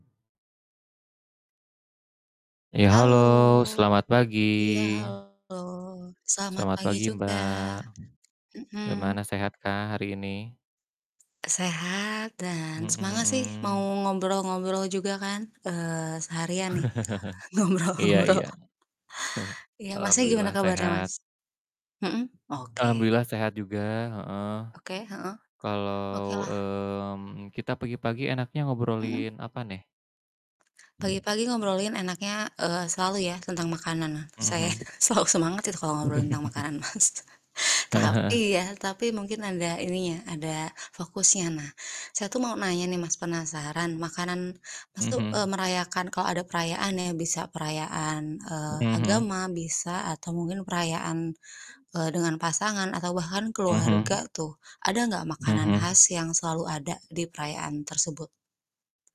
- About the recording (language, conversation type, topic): Indonesian, unstructured, Makanan khas apa yang selalu ada saat perayaan penting?
- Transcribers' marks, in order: distorted speech; tapping; laugh; laughing while speaking: "ngobrol-ngobrol"; other background noise; laughing while speaking: "saya selalu"; laugh; laughing while speaking: "Mas"